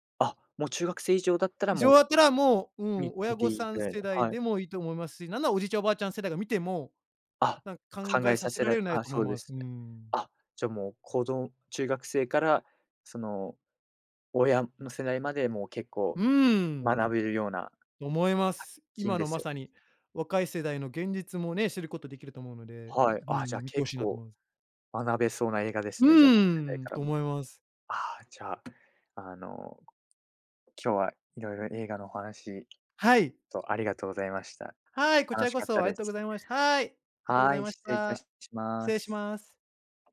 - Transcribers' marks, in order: unintelligible speech; tapping
- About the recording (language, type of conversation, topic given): Japanese, podcast, 最近ハマっているドラマについて教えてくれますか？